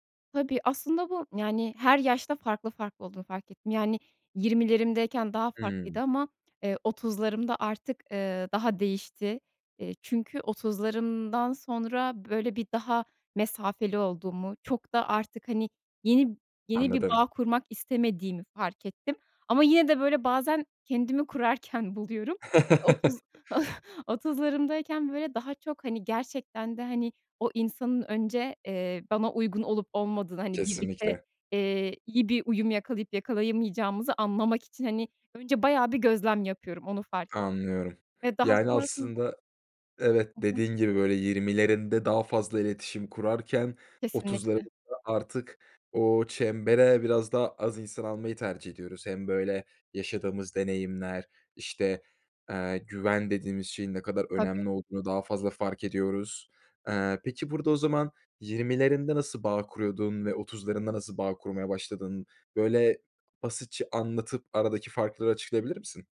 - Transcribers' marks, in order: chuckle
- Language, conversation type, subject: Turkish, podcast, İnsanlarla bağ kurmak için hangi adımları önerirsin?